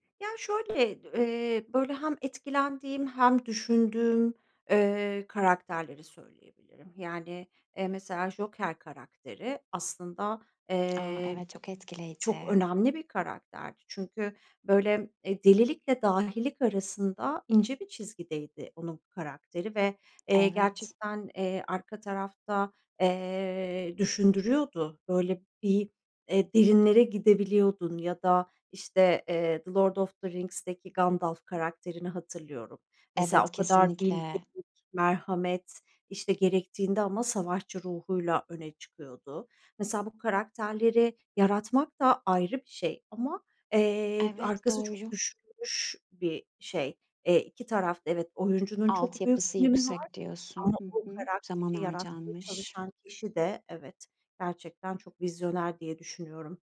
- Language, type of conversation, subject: Turkish, podcast, Bir karakteri unutulmaz yapan nedir, sence?
- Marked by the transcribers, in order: tapping; other background noise